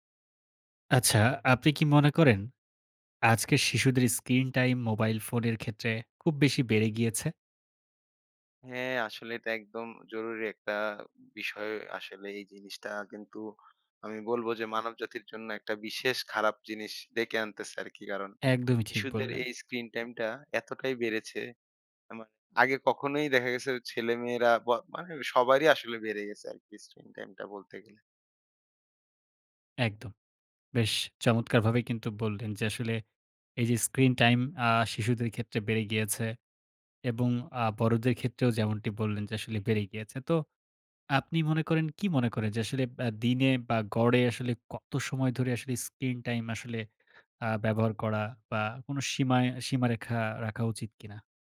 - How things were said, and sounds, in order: "শিশুদের" said as "ইশুদের"
- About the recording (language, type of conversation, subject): Bengali, podcast, শিশুদের স্ক্রিন টাইম নিয়ন্ত্রণে সাধারণ কোনো উপায় আছে কি?